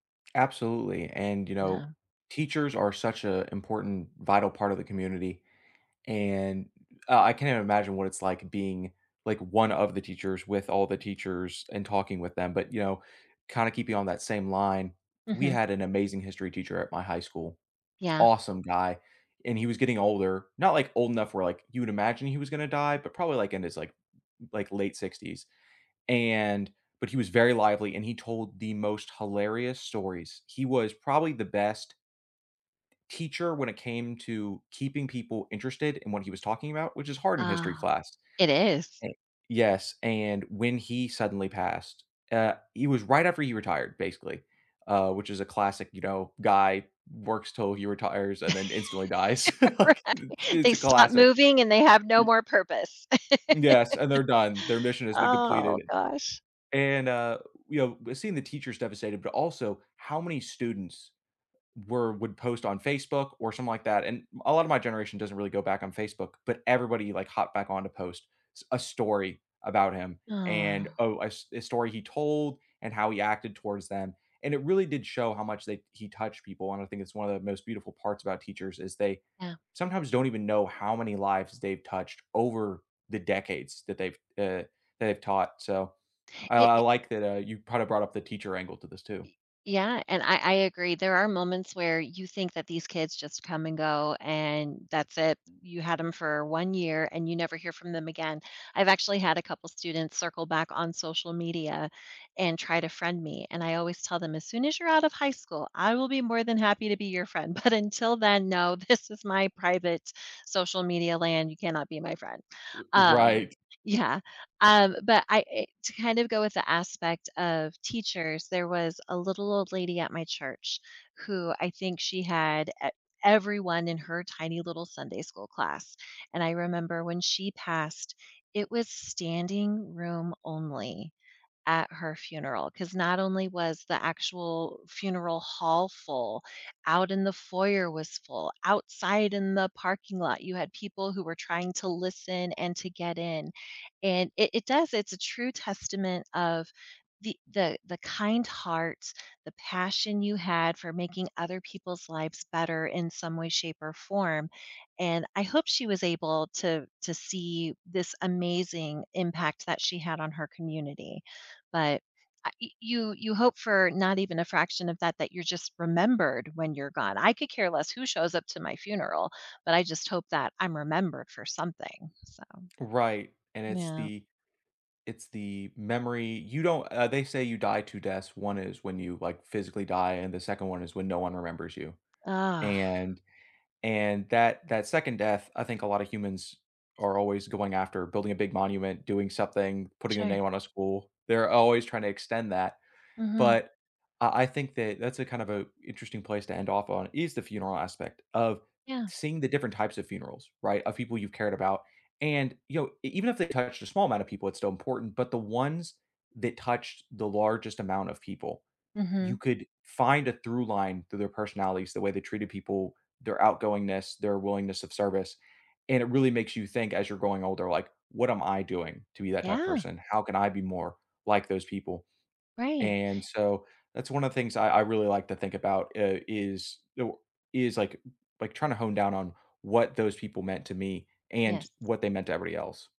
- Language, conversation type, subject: English, unstructured, What is a memory that always makes you think of someone you’ve lost?
- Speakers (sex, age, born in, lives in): female, 45-49, United States, United States; male, 30-34, United States, United States
- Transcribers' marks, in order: laugh; other background noise; laughing while speaking: "Right"; laugh; laughing while speaking: "like, it's"; laugh; laughing while speaking: "but"; laughing while speaking: "this"; tapping